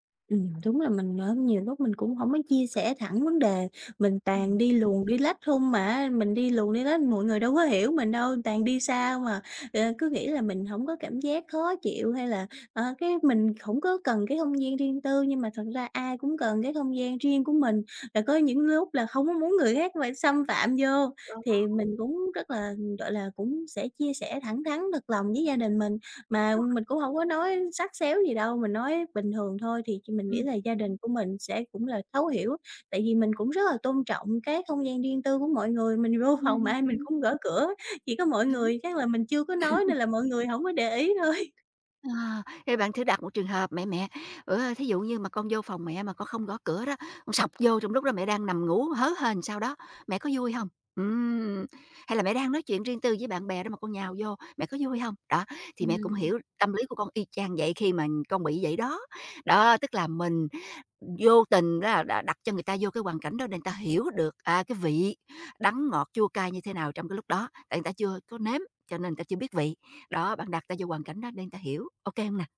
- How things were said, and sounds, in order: other background noise; unintelligible speech; tapping; chuckle; laughing while speaking: "thôi"
- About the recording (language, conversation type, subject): Vietnamese, advice, Làm sao để giữ ranh giới và bảo vệ quyền riêng tư với người thân trong gia đình mở rộng?